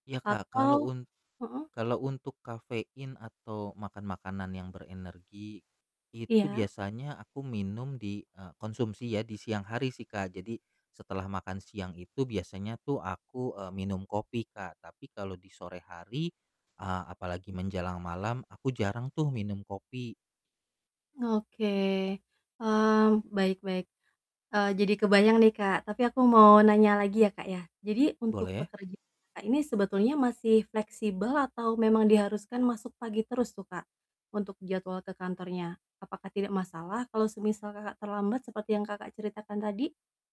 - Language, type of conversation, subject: Indonesian, advice, Bagaimana cara agar saya lebih mudah bangun pagi dan konsisten menjalani jadwal kerja atau rutinitas harian?
- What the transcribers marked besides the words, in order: static; distorted speech